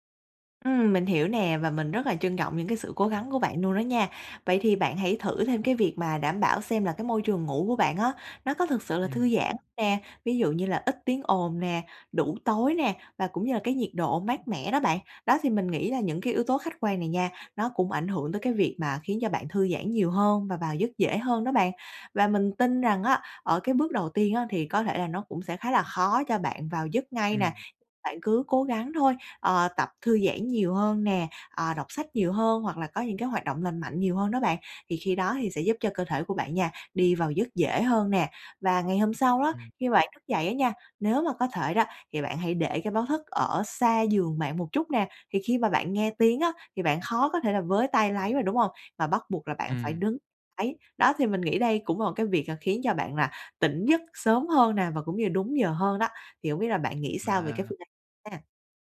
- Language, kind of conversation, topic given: Vietnamese, advice, Làm sao để cải thiện thói quen thức dậy đúng giờ mỗi ngày?
- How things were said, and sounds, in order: tapping